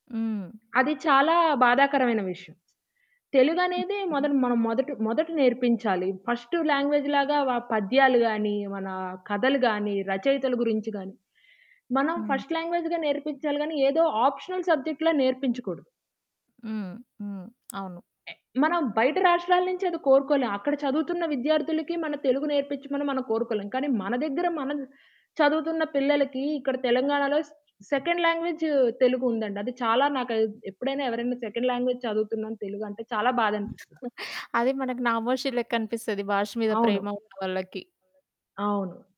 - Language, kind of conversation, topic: Telugu, podcast, మీ భాష మీ గుర్తింపుకు ఎంత ముఖ్యమని మీకు అనిపిస్తుంది?
- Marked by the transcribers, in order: other background noise; in English: "ఫస్ట్ లాంగ్వేజ్"; in English: "ఫస్ట్ లాంగ్వేజ్‌గా"; in English: "ఆప్షనల్ సబ్జెక్ట్‌ల"; in English: "సెకండ్ లాంగ్వేజ్"; chuckle; in English: "సెకండ్ లాంగ్వేజ్"; background speech